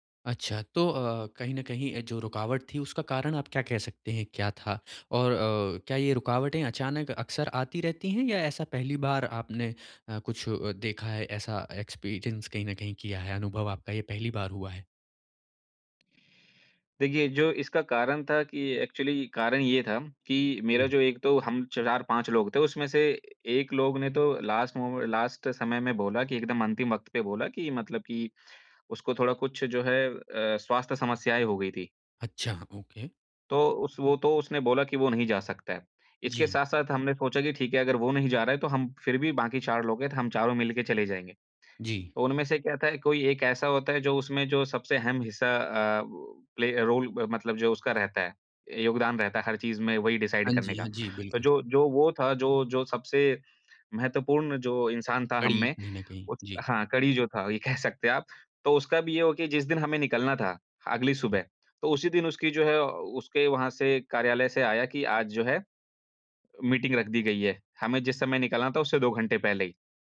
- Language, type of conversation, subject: Hindi, advice, अचानक यात्रा रुक जाए और योजनाएँ बदलनी पड़ें तो क्या करें?
- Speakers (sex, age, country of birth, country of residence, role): male, 25-29, India, India, advisor; male, 30-34, India, India, user
- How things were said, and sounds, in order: in English: "एक्सपीरियंस"; in English: "एक्चुअली"; in English: "लास्ट"; in English: "लास्ट"; in English: "ओके"; in English: "प्ले रोल"; in English: "डिसाइड"; laughing while speaking: "कह सकते"